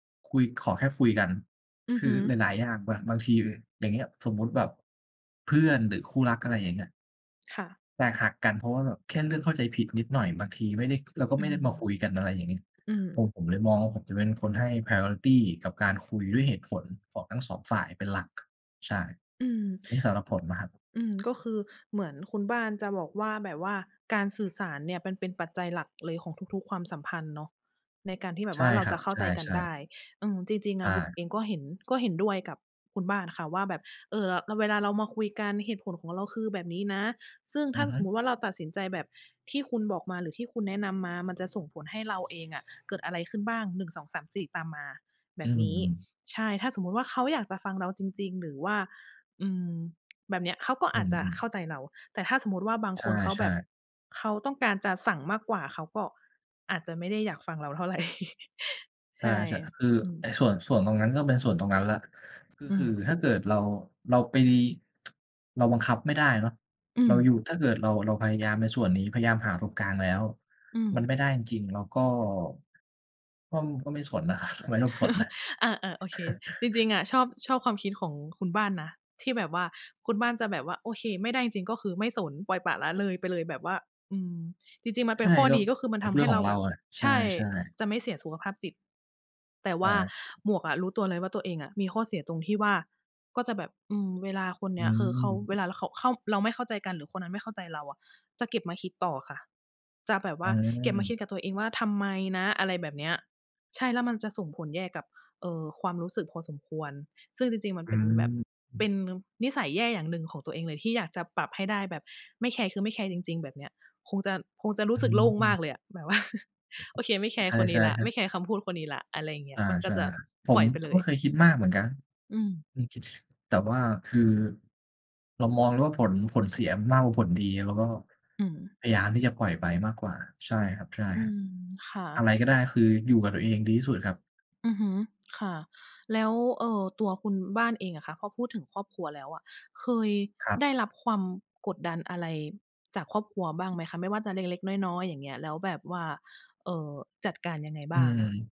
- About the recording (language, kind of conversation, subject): Thai, unstructured, ถ้าเป้าหมายของคุณแตกต่างจากเป้าหมายของคนในครอบครัว คุณจะจัดการอย่างไร?
- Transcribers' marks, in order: in English: "priority"; other background noise; chuckle; tsk; chuckle; laughing while speaking: "ครับ"; chuckle; laughing while speaking: "ว่า"